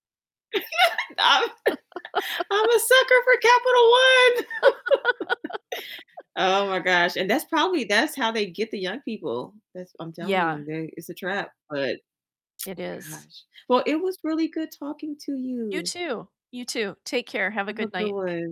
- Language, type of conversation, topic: English, unstructured, What do you think about the way credit card companies charge interest?
- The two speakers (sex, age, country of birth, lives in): female, 40-44, United States, United States; female, 65-69, United States, United States
- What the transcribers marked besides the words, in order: static; laugh; laughing while speaking: "I'm"; laugh; tsk